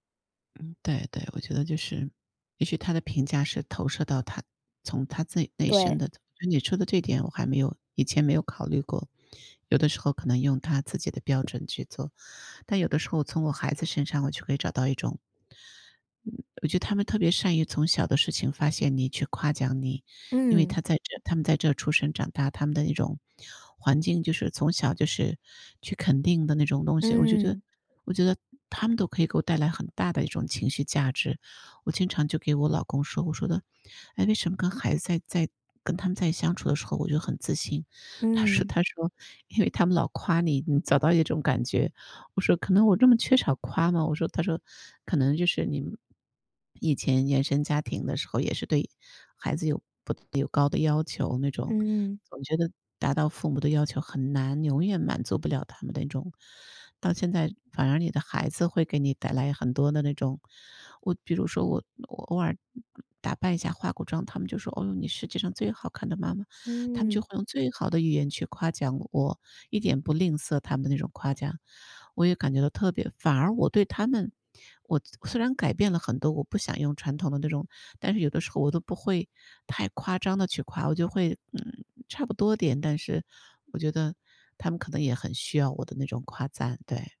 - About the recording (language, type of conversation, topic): Chinese, advice, 如何面对别人的评价并保持自信？
- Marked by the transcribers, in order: other background noise; other noise